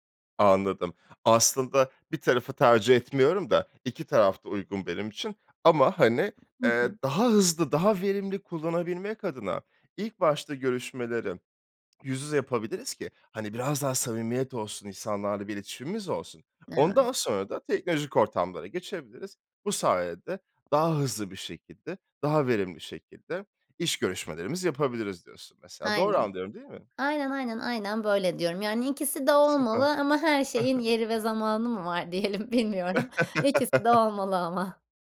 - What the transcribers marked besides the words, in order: other background noise; swallow; tapping; laughing while speaking: "diyelim. Bilmiyorum. İkisi de olmalı ama"; chuckle
- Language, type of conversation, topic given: Turkish, podcast, Teknoloji iletişimimizi nasıl etkiliyor sence?